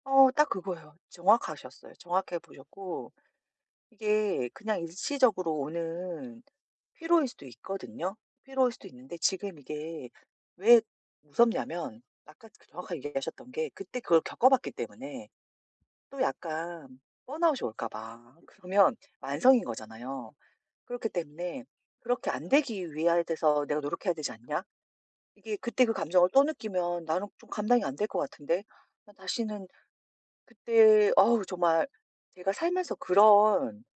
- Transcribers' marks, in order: other background noise
- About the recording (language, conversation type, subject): Korean, advice, 요즘 느끼는 피로가 일시적인 피곤인지 만성 번아웃인지 어떻게 구분할 수 있나요?